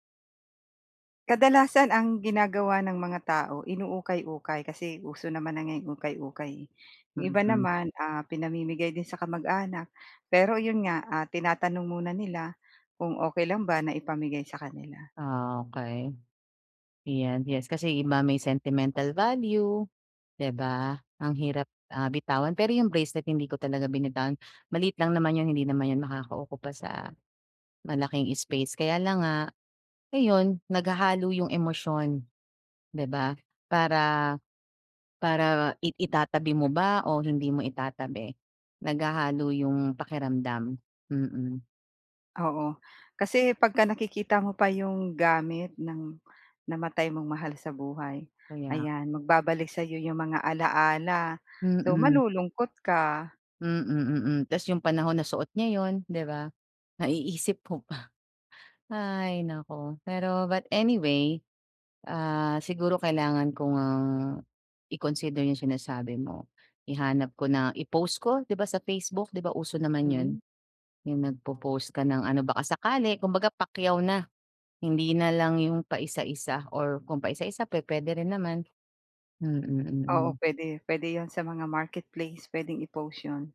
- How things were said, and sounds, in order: none
- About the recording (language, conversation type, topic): Filipino, advice, Paano ko mababawasan nang may saysay ang sobrang dami ng gamit ko?